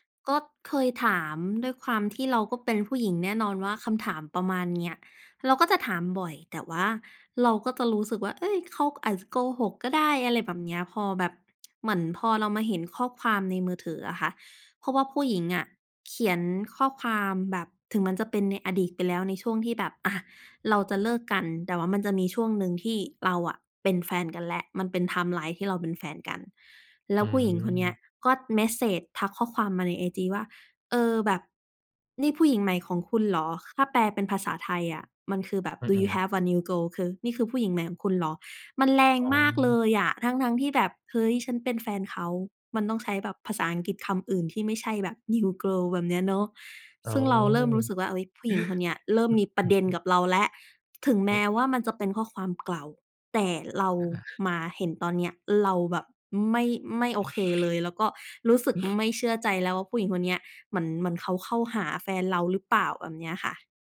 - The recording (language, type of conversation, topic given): Thai, advice, คุณควรทำอย่างไรเมื่อรู้สึกไม่เชื่อใจหลังพบข้อความน่าสงสัย?
- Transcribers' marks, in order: tapping; in English: "ไทม์ไลน์"; in English: "Do you have a new girl ?"; in English: "New Girl"; gasp; unintelligible speech; other background noise; sniff